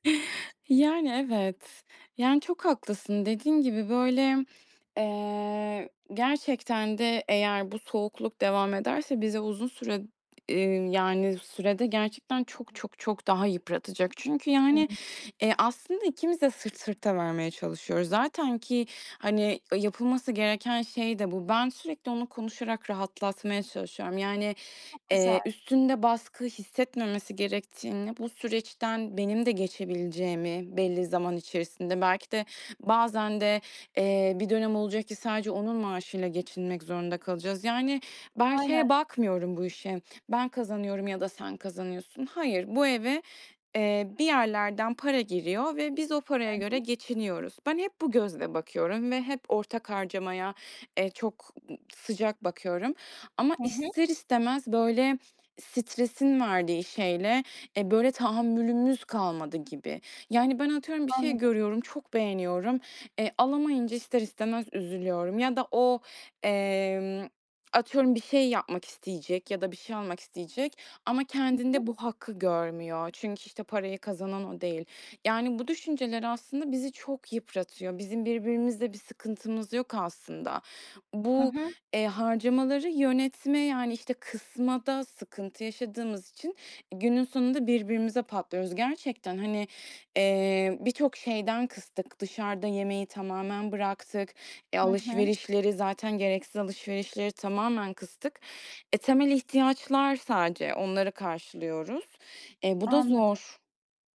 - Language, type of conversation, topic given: Turkish, advice, Geliriniz azaldığında harcamalarınızı kısmakta neden zorlanıyorsunuz?
- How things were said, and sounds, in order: unintelligible speech; other background noise